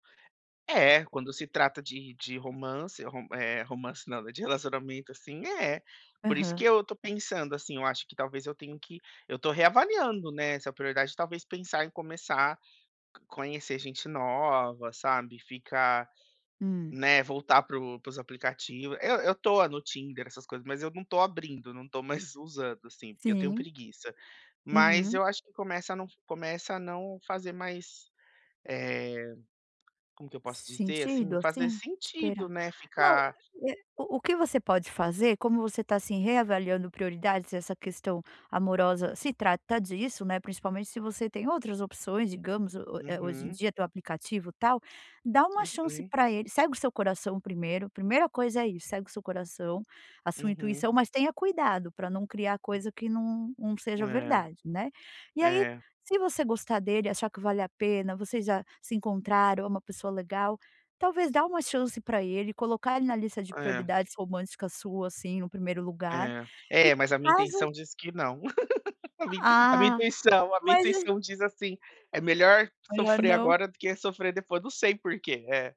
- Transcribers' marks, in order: tapping; laugh
- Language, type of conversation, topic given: Portuguese, advice, Como reavaliar minhas prioridades e recomeçar sem perder o que já conquistei?